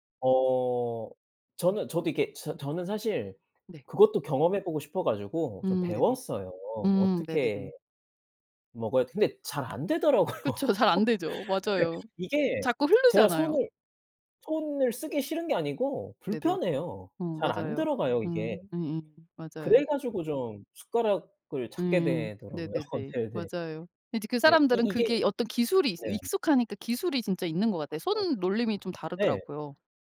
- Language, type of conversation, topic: Korean, unstructured, 여행지에서 현지 문화를 존중하지 않는 사람들에 대해 어떻게 생각하시나요?
- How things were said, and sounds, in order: laughing while speaking: "안되더라고요"; other background noise; laughing while speaking: "되더라고요"; tapping